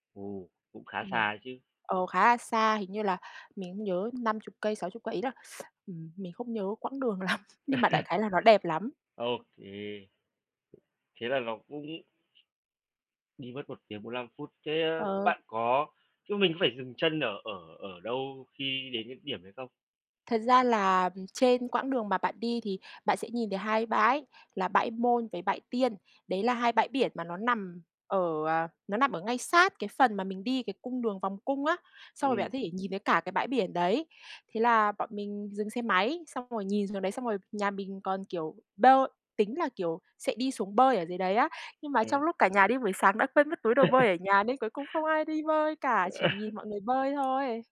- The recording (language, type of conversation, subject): Vietnamese, podcast, Bạn đã từng có trải nghiệm nào đáng nhớ với thiên nhiên không?
- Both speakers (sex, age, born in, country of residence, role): female, 25-29, Vietnam, Vietnam, guest; male, 35-39, Vietnam, Vietnam, host
- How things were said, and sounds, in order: tapping; other background noise; laughing while speaking: "lắm"; chuckle; chuckle; chuckle